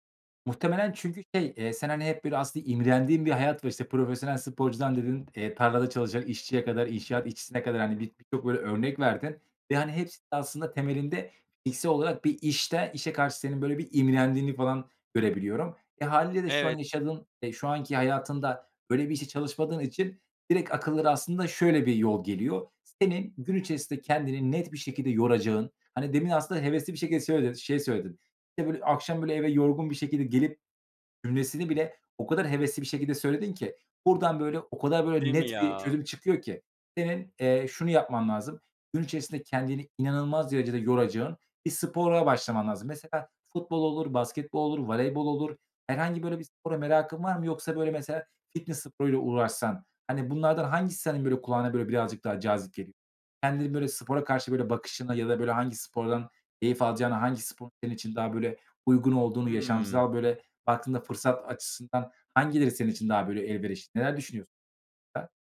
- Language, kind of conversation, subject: Turkish, advice, Yatmadan önce ekran kullanımını azaltmak uykuya geçişimi nasıl kolaylaştırır?
- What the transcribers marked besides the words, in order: other noise; unintelligible speech